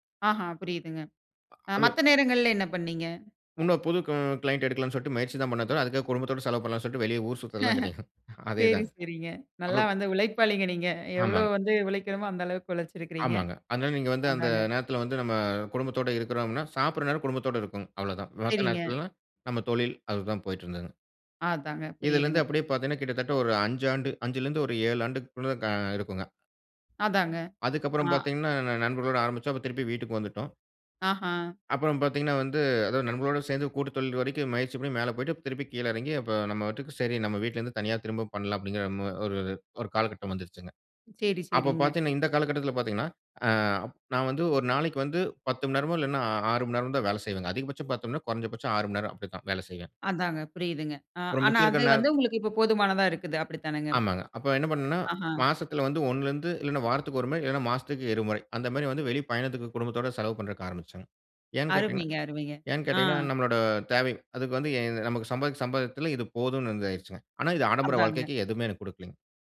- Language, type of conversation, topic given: Tamil, podcast, பணி நேரமும் தனிப்பட்ட நேரமும் பாதிக்காமல், எப்போதும் அணுகக்கூடியவராக இருக்க வேண்டிய எதிர்பார்ப்பை எப்படி சமநிலைப்படுத்தலாம்?
- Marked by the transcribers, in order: other background noise; in English: "க்ளையன்ட்"; laughing while speaking: "சரி, சரிங்க"